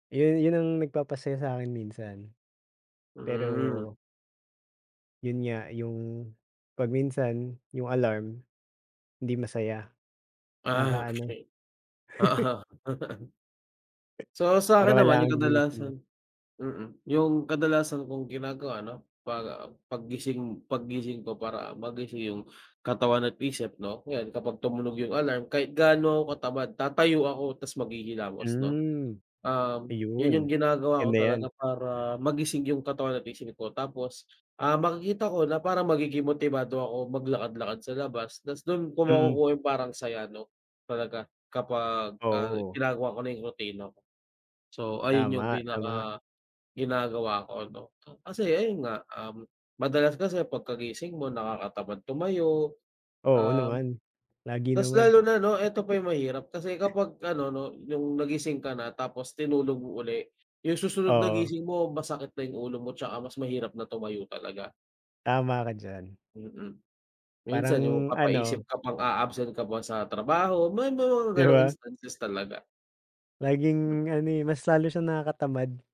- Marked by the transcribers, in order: chuckle; other background noise; laugh
- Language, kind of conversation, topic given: Filipino, unstructured, Ano ang paborito mong gawin tuwing umaga para maging masigla?